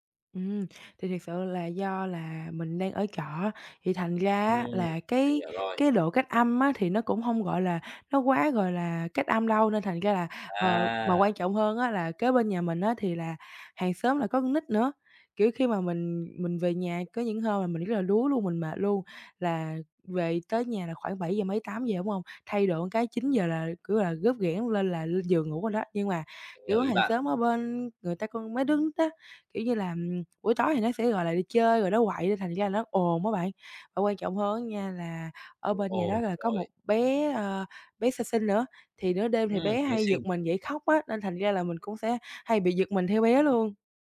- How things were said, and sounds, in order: tapping; other background noise; unintelligible speech
- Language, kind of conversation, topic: Vietnamese, advice, Làm thế nào để duy trì năng lượng suốt cả ngày mà không cảm thấy mệt mỏi?